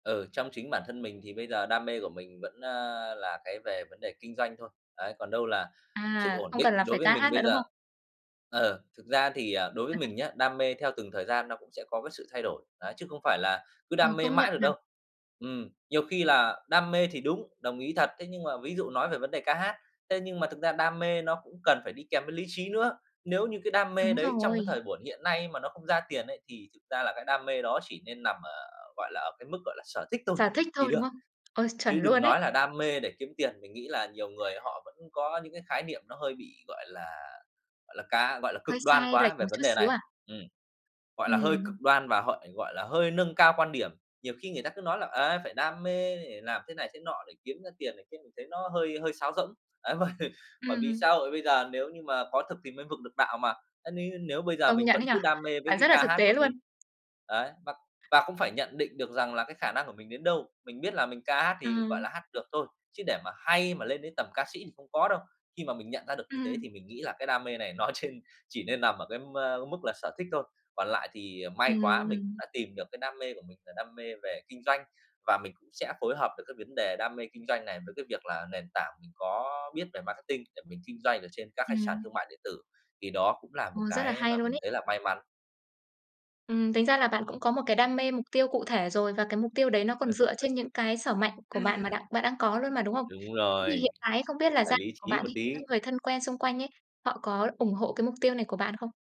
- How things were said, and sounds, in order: tapping; other background noise; laughing while speaking: "Ấy, mà"; chuckle; laughing while speaking: "nó trên"; chuckle
- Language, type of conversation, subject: Vietnamese, podcast, Bạn theo đuổi đam mê hay sự ổn định hơn?